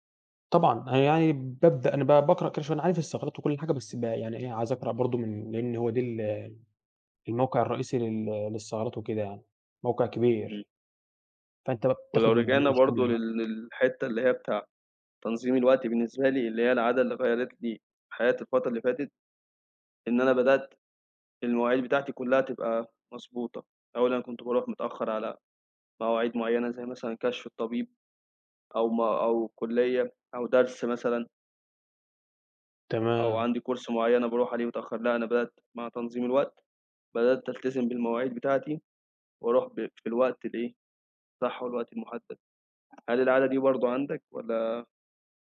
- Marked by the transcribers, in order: other noise; tapping; in English: "كورس"; other background noise
- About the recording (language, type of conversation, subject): Arabic, unstructured, إيه هي العادة الصغيرة اللي غيّرت حياتك؟